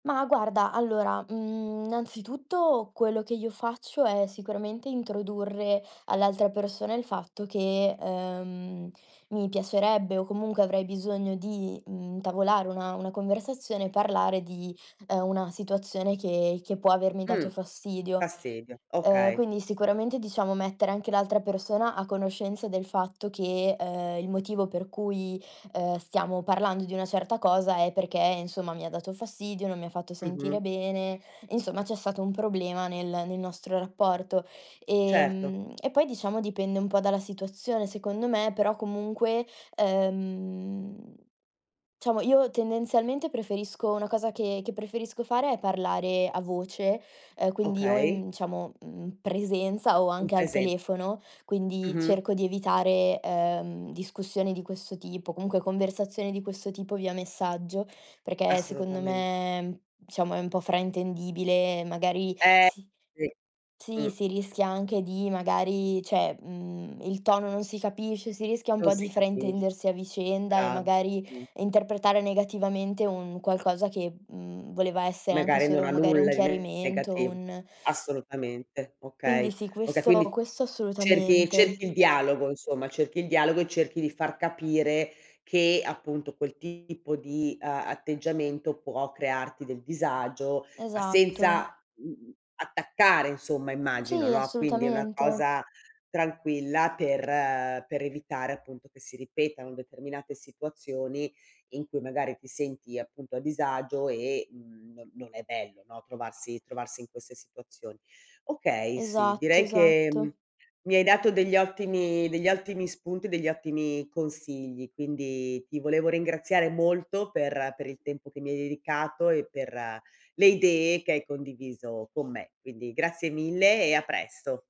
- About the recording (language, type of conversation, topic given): Italian, podcast, Come gestisci una persona che supera ripetutamente i tuoi limiti?
- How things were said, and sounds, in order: "innanzitutto" said as "nanzitutto"; drawn out: "ehm"; "intavolare" said as "ntavolare"; other background noise; drawn out: "Ehm"; drawn out: "ehm"; "diciamo" said as "ciamo"; "diciamo" said as "ciamo"; "cioè" said as "ceh"; teeth sucking; tapping; drawn out: "per"; "ottimi" said as "altimi"